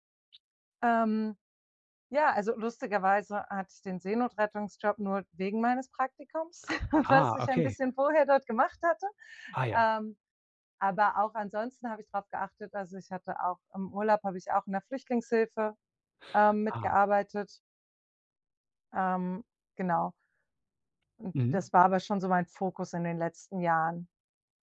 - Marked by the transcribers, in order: chuckle
- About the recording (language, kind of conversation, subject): German, podcast, Was bedeutet sinnvolles Arbeiten für dich?